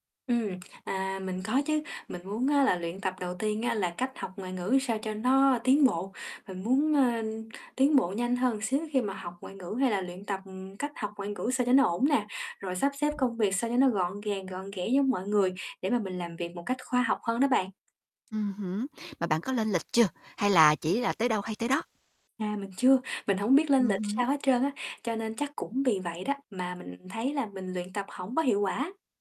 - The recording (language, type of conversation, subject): Vietnamese, advice, Tôi cảm thấy tiến bộ rất chậm khi luyện tập kỹ năng sáng tạo; tôi nên làm gì?
- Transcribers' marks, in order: static; other background noise; distorted speech